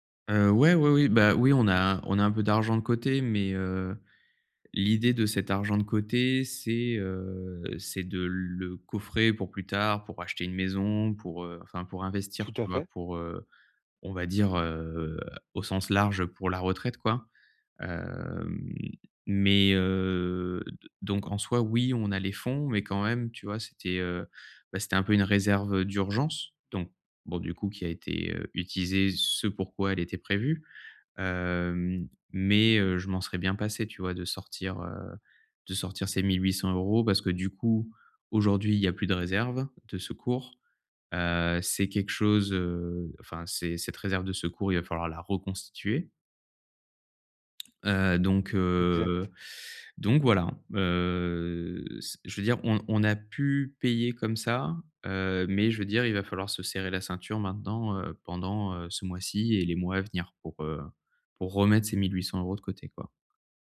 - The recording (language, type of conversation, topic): French, advice, Comment gérer une dépense imprévue sans sacrifier l’essentiel ?
- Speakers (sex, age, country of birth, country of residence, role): male, 20-24, France, France, advisor; male, 30-34, France, France, user
- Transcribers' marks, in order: drawn out: "hem"; drawn out: "heu"; stressed: "reconstituer"; drawn out: "heu"; teeth sucking; drawn out: "heu"